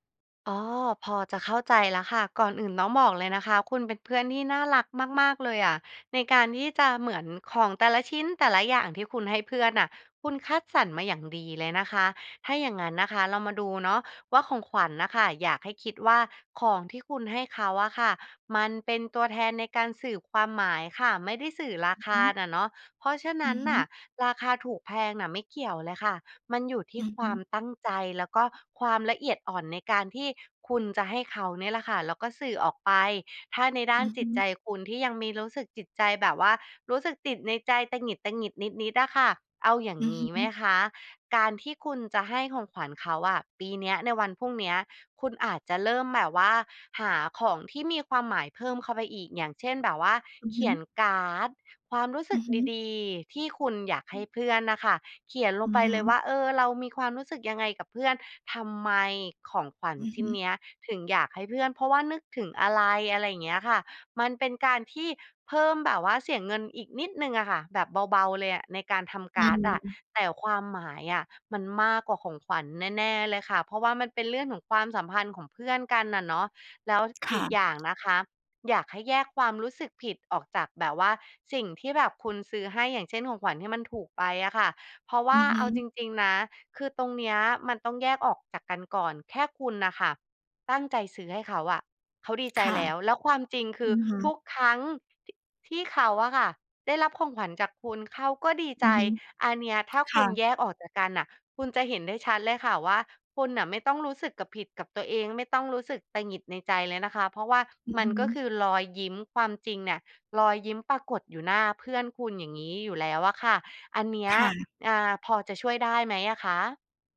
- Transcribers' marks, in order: stressed: "ทำไม"; tapping
- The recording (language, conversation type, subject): Thai, advice, ทำไมฉันถึงรู้สึกผิดเมื่อไม่ได้ซื้อของขวัญราคาแพงให้คนใกล้ชิด?